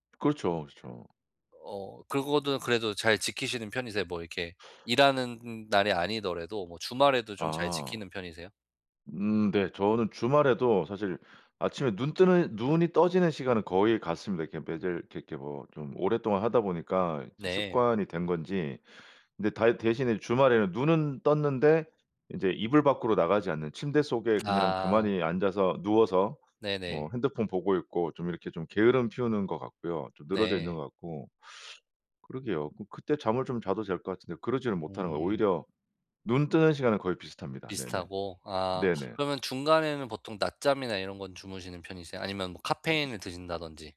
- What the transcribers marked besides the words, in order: tapping
- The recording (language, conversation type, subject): Korean, advice, 취침 전 루틴을 만들기 위해 잠들기 전 시간을 어떻게 보내면 좋을까요?